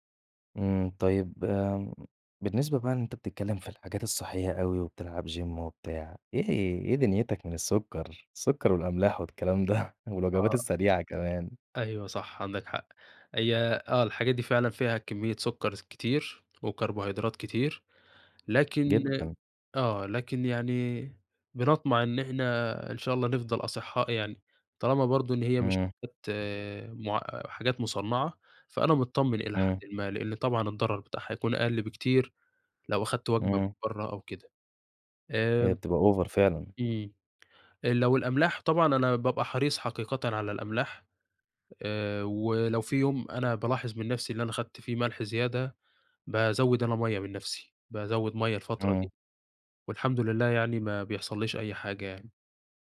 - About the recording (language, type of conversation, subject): Arabic, podcast, إزاي تحافظ على أكل صحي بميزانية بسيطة؟
- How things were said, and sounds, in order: in English: "gym"; tapping; in English: "أوڤر"